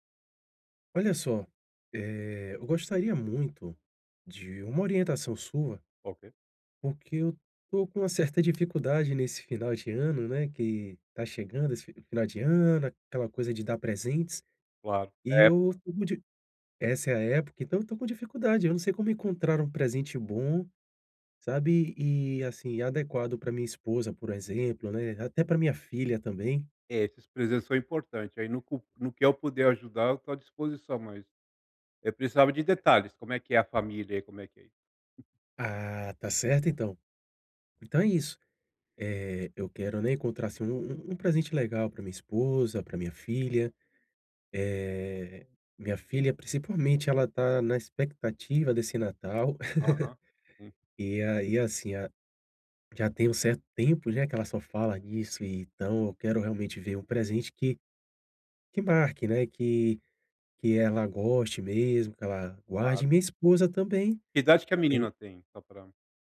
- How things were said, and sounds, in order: tapping; other background noise; chuckle
- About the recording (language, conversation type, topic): Portuguese, advice, Como posso encontrar um presente bom e adequado para alguém?